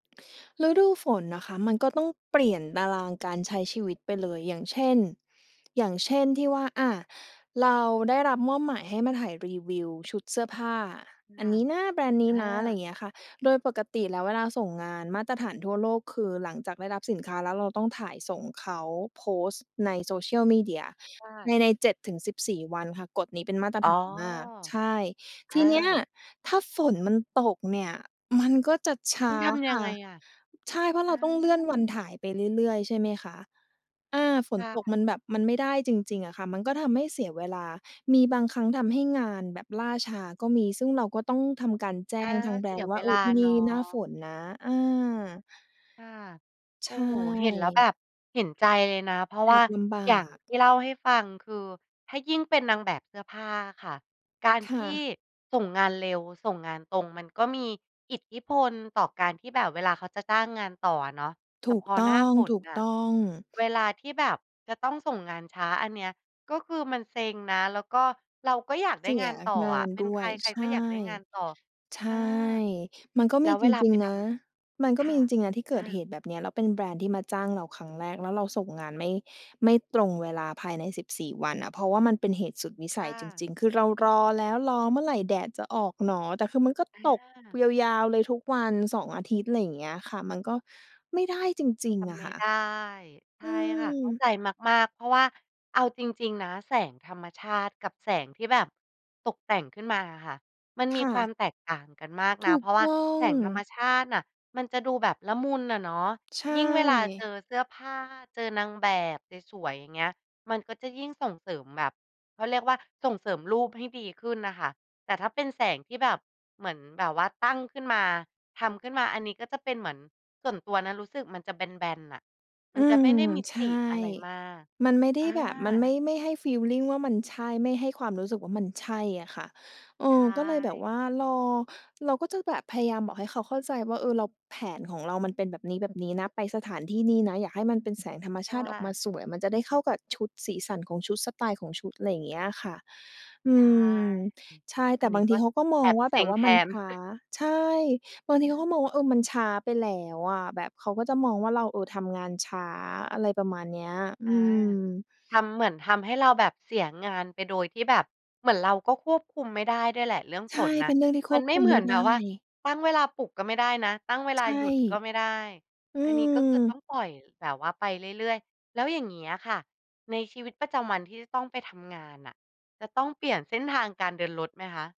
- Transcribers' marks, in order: other background noise; tapping; chuckle
- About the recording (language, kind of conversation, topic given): Thai, podcast, ฤดูฝนส่งผลให้ชีวิตประจำวันของคุณเปลี่ยนไปอย่างไรบ้าง?